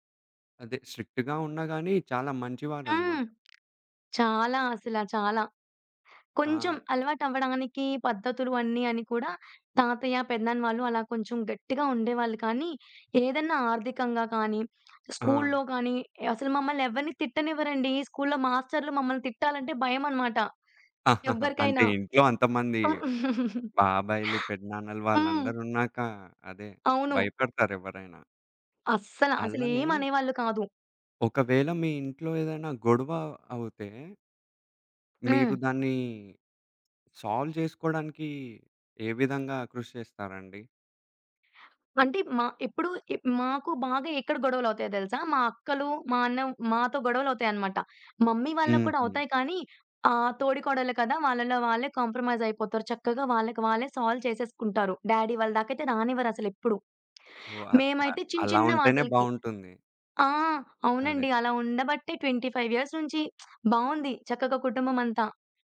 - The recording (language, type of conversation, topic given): Telugu, podcast, కుటుంబ బంధాలను బలపరచడానికి పాటించాల్సిన చిన్న అలవాట్లు ఏమిటి?
- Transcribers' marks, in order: in English: "స్ట్రిక్ట్‌గా"; other background noise; chuckle; giggle; in English: "సాల్వ్"; in English: "మమ్మీ"; in English: "కాంప్రమైజ్"; in English: "సాల్వ్"; in English: "డ్యాడీ"; in English: "ట్వెంటి ఫైవ్ ఇయర్స్"; lip smack